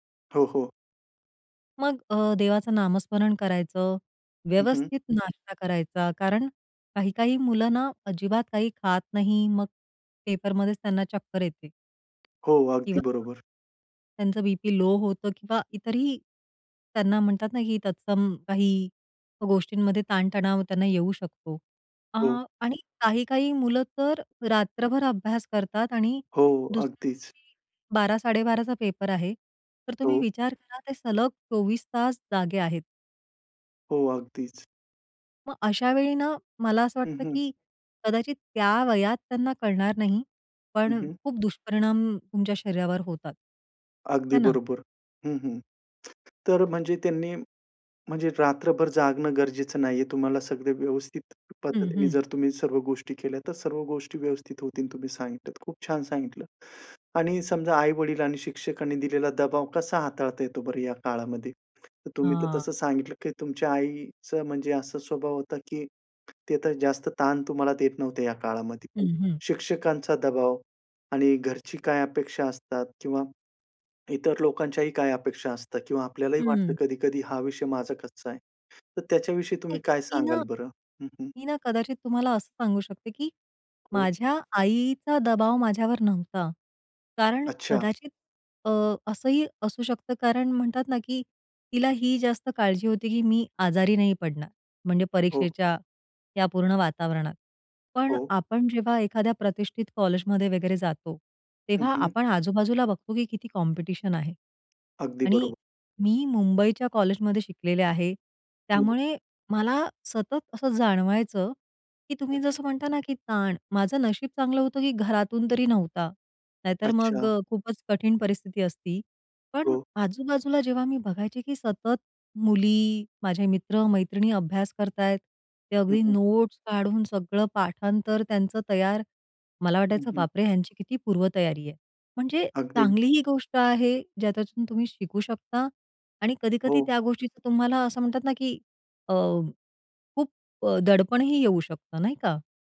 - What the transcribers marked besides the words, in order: tapping; other background noise; in English: "लो"; in English: "कॉम्पिटिशन"; in English: "नोट्स"
- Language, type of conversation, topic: Marathi, podcast, परीक्षेतील ताण कमी करण्यासाठी तुम्ही काय करता?